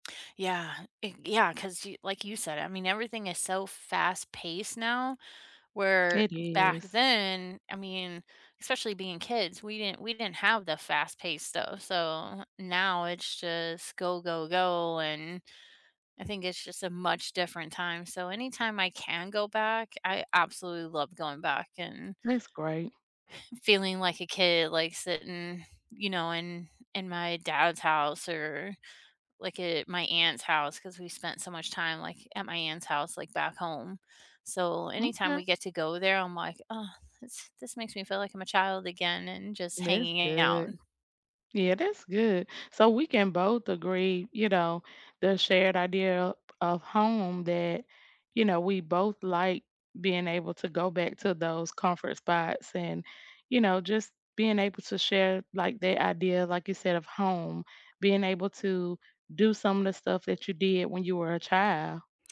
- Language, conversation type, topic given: English, unstructured, What place feels like home to you, and why?
- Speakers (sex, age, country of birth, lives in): female, 40-44, United States, United States; female, 45-49, United States, United States
- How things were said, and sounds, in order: other background noise; chuckle; tapping